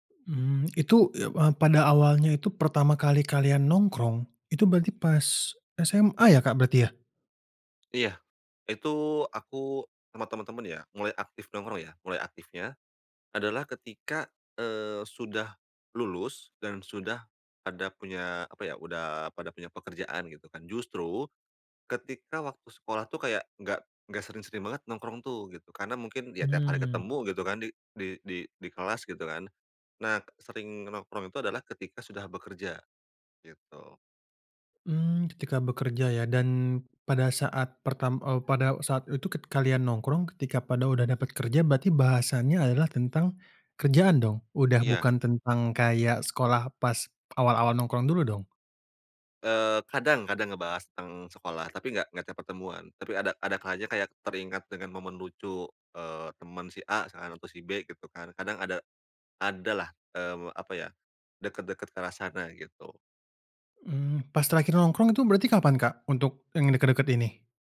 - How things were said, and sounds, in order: tapping; other background noise
- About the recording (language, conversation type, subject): Indonesian, podcast, Apa peran nongkrong dalam persahabatanmu?